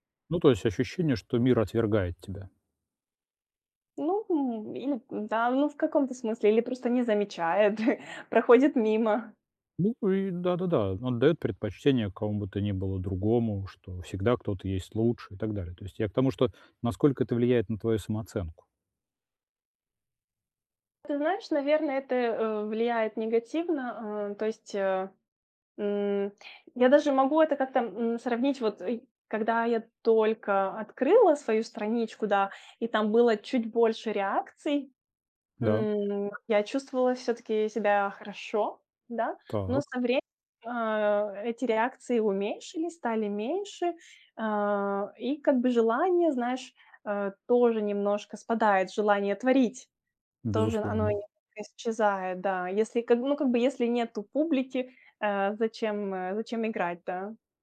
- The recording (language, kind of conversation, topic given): Russian, advice, Как мне управлять стрессом, не борясь с эмоциями?
- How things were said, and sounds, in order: tapping; chuckle; other background noise